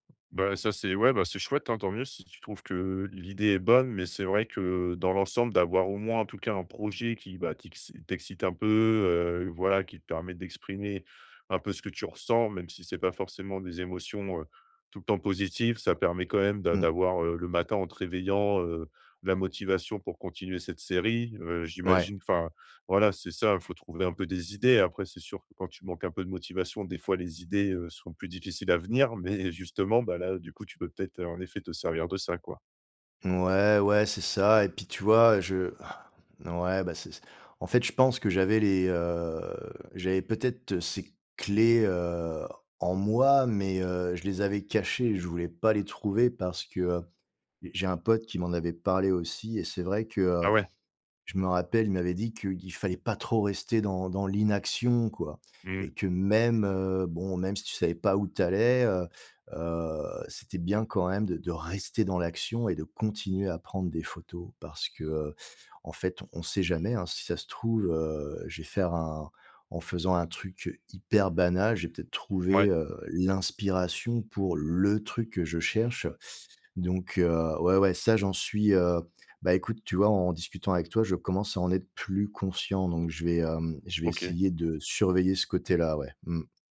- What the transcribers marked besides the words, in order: tapping; laughing while speaking: "Mais"; stressed: "le"
- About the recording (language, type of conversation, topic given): French, advice, Comment surmonter la fatigue et la démotivation au quotidien ?